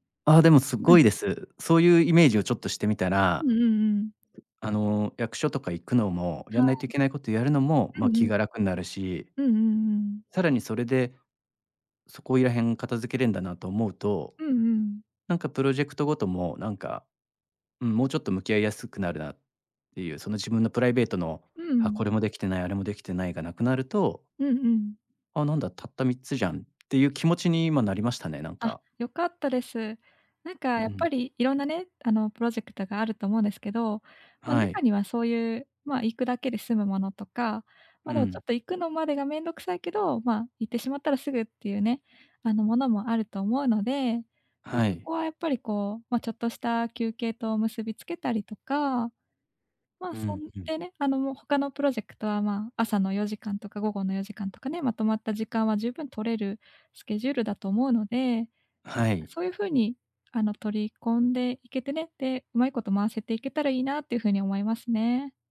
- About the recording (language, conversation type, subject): Japanese, advice, 複数のプロジェクトを抱えていて、どれにも集中できないのですが、どうすればいいですか？
- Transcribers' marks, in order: other background noise